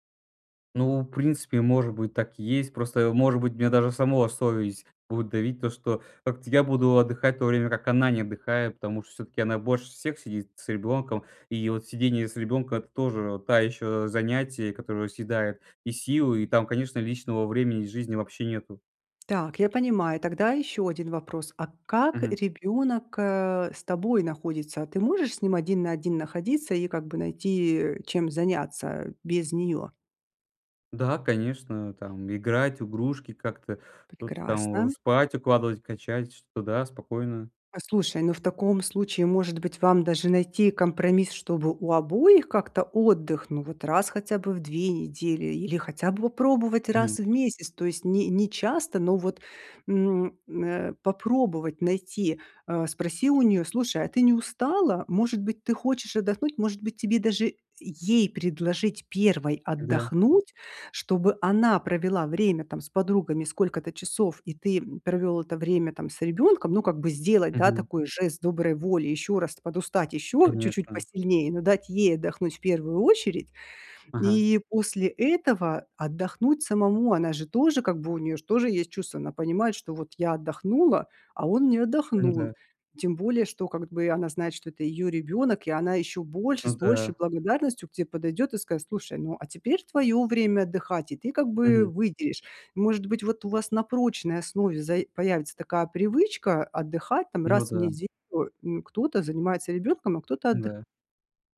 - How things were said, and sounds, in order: tapping
- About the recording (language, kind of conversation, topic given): Russian, advice, Как мне сочетать семейные обязанности с личной жизнью и не чувствовать вины?